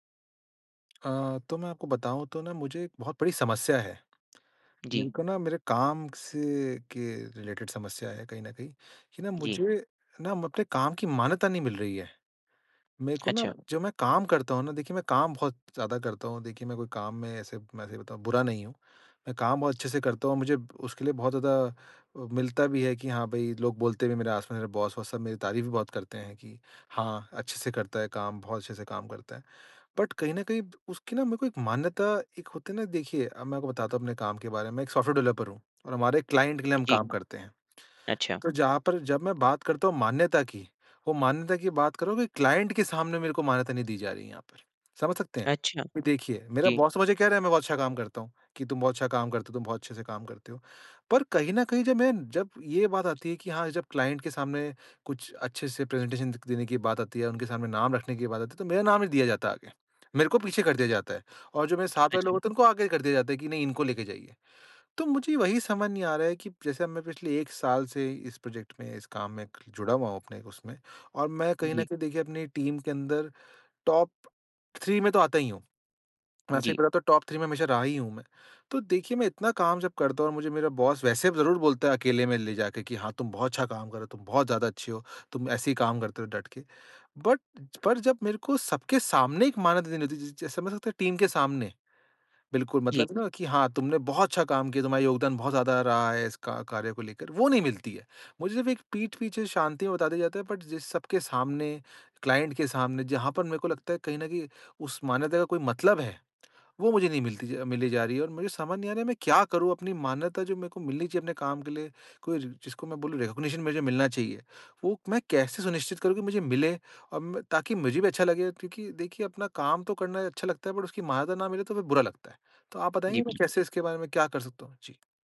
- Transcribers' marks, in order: tapping; lip smack; in English: "रिलेटेड"; in English: "बॉस"; in English: "बट"; in English: "सॉफ्टवेयर डेवलपर"; in English: "क्लाइंट"; other background noise; in English: "क्लाइंट"; in English: "बॉस"; in English: "क्लाइंट"; in English: "प्रेजेंटेशन"; in English: "प्रोजेक्ट"; in English: "टीम"; in English: "टॉप थ्री"; in English: "टॉप थ्री"; in English: "बॉस"; in English: "बट"; in English: "बट"; in English: "क्लाइंट"; lip smack; in English: "रिकॉग्निशन"; in English: "बट"
- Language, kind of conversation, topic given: Hindi, advice, मैं अपने योगदान की मान्यता कैसे सुनिश्चित कर सकता/सकती हूँ?
- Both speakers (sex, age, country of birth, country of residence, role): male, 25-29, India, India, advisor; male, 25-29, India, India, user